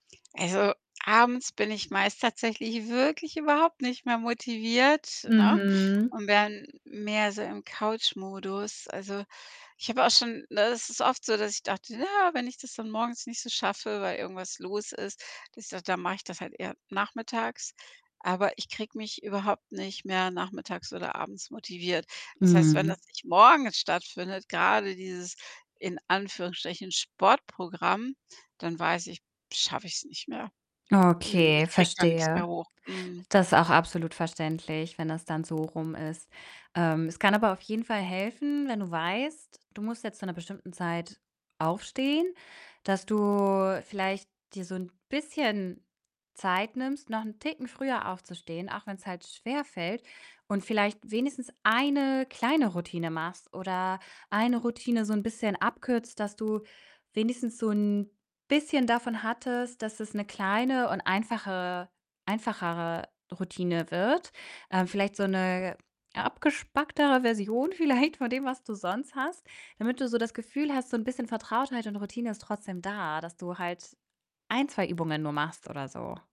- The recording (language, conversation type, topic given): German, advice, Wie kann ich eine einfache Morgenroutine aufbauen, wenn mir eine fehlt oder sich mein Morgen chaotisch anfühlt?
- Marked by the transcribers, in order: static; drawn out: "Mhm"; "abgespecktere" said as "abgespacktere"; laughing while speaking: "vielleicht"